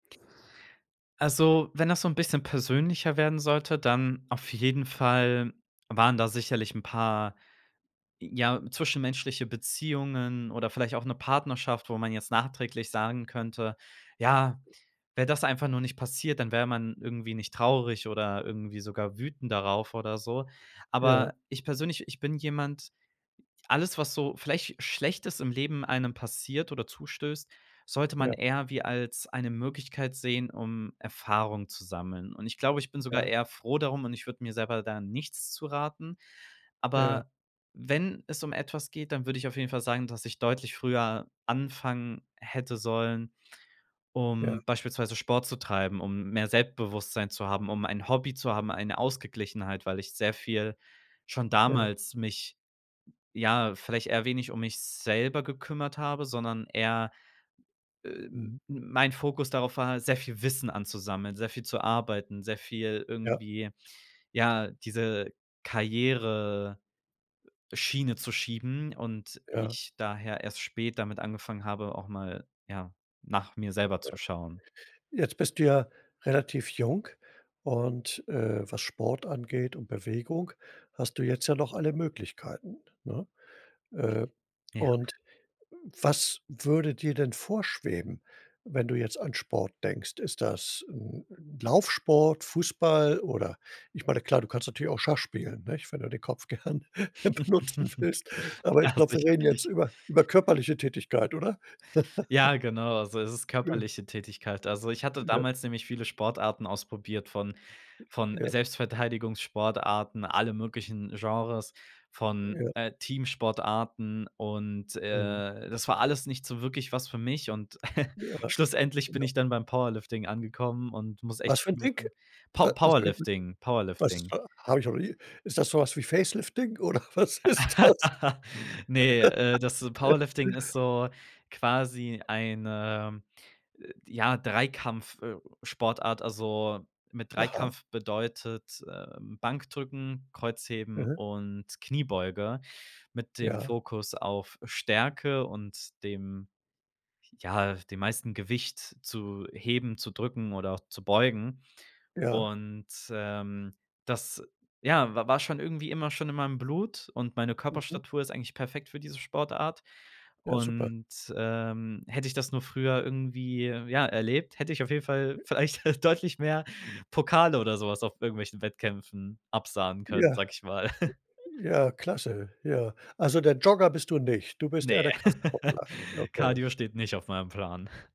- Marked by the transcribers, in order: other background noise; "Selbstbewusstsein" said as "Selbewusstsein"; other noise; laughing while speaking: "gern benutzen willst"; chuckle; laughing while speaking: "Ja, sicherlich"; laugh; unintelligible speech; unintelligible speech; chuckle; unintelligible speech; unintelligible speech; laughing while speaking: "oder was ist das?"; laugh; laughing while speaking: "vielleicht"; chuckle; chuckle; laugh; chuckle
- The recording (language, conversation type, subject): German, podcast, Was würdest du deinem jüngeren Ich raten, wenn du könntest?